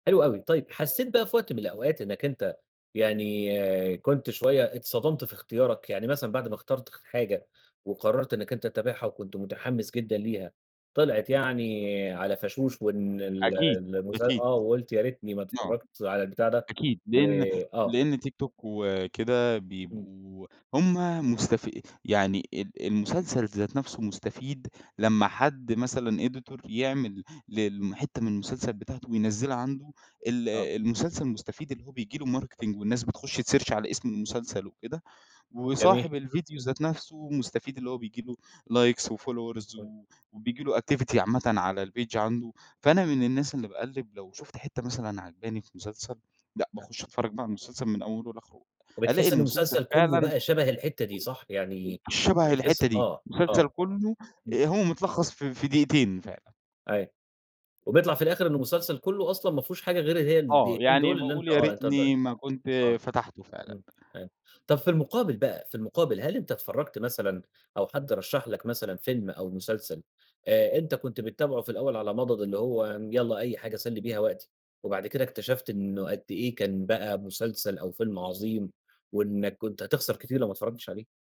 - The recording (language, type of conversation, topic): Arabic, podcast, إزاي بتختار مسلسل تبدأ تتابعه؟
- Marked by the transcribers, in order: other background noise; in English: "editor"; in English: "marketing"; in English: "تسيرش"; in English: "likes وfollowers"; unintelligible speech; in English: "الpage"; unintelligible speech; unintelligible speech